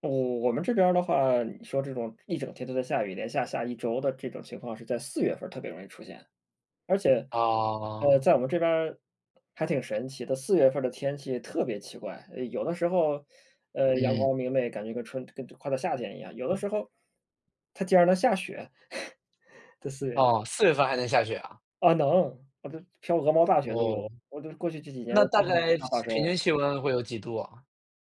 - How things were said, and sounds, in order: teeth sucking; other background noise; chuckle; unintelligible speech
- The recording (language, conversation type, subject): Chinese, unstructured, 你怎么看最近的天气变化？